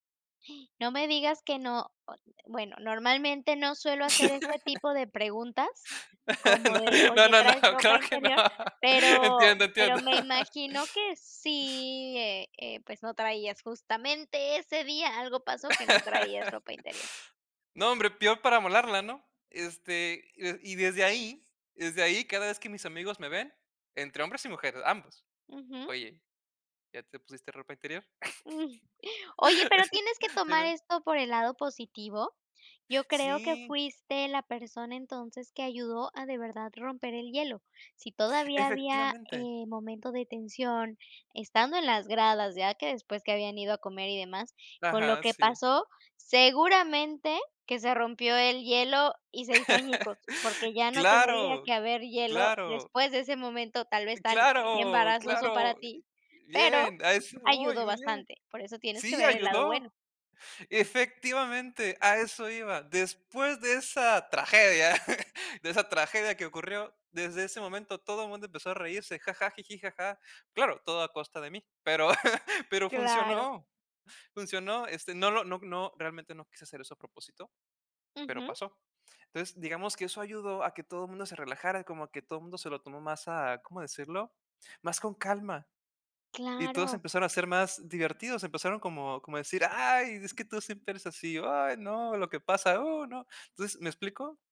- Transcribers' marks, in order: tapping; other noise; laugh; laughing while speaking: "No, no, no, claro que no"; laugh; laugh; laugh; chuckle; other background noise; chuckle; chuckle
- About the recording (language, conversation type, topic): Spanish, podcast, ¿Cuál fue tu peor metedura de pata viajera y qué aprendiste?